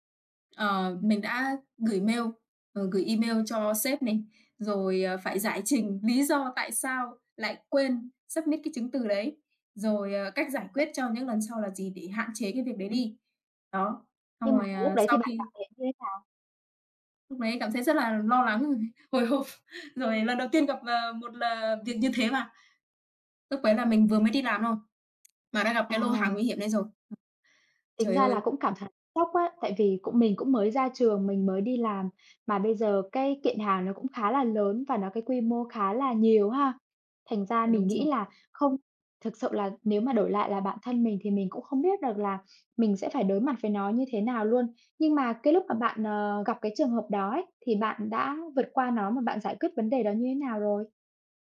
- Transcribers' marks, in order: tapping; other background noise; in English: "submit"; unintelligible speech; chuckle
- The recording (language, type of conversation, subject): Vietnamese, unstructured, Bạn đã học được bài học quý giá nào từ một thất bại mà bạn từng trải qua?